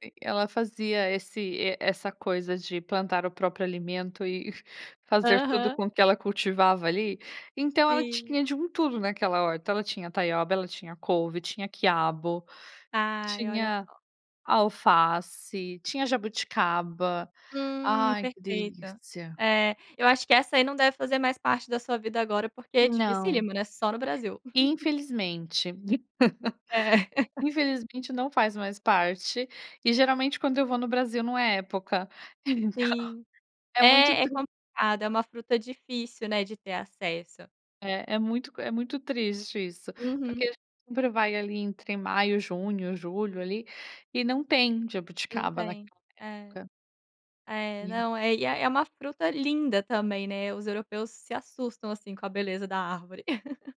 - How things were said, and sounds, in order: chuckle; laugh; chuckle; chuckle; chuckle
- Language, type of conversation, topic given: Portuguese, podcast, Que comidas da infância ainda fazem parte da sua vida?